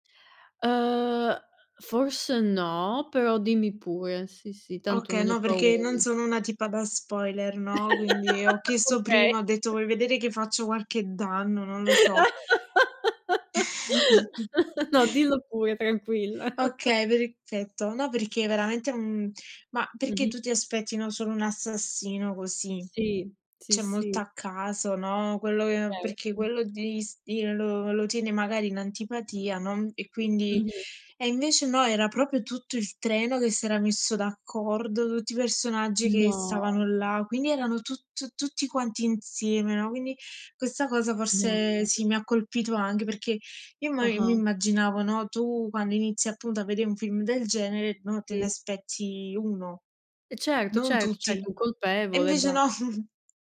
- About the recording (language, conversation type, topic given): Italian, unstructured, Hai mai avuto una sorpresa guardando un film fino alla fine?
- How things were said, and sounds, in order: laugh; laugh; chuckle; chuckle; surprised: "No"; surprised: "No"; other background noise; chuckle